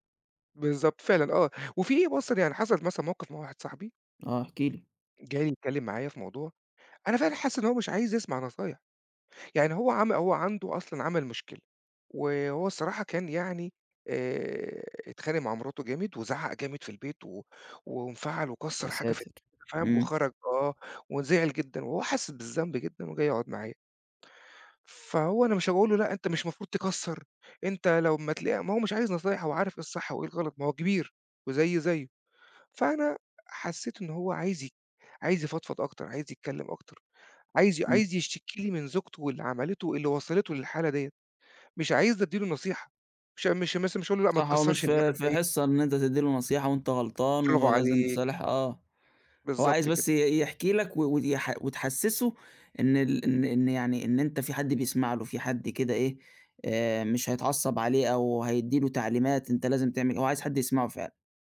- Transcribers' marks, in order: none
- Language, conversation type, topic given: Arabic, podcast, إزاي تعرف الفرق بين اللي طالب نصيحة واللي عايزك بس تسمع له؟